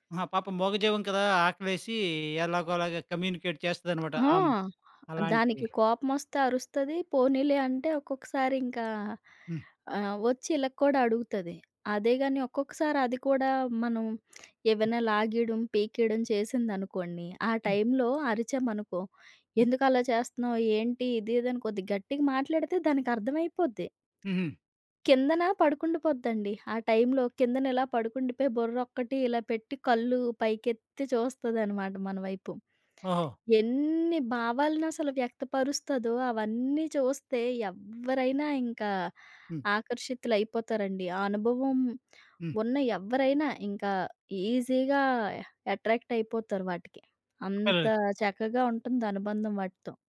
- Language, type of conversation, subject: Telugu, podcast, పెంపుడు జంతువును మొదటిసారి పెంచిన అనుభవం ఎలా ఉండింది?
- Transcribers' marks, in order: in English: "కమ్యూనికేట్"; other background noise; lip smack; tapping; in English: "ఈజీగా ఎట్రాక్ట్"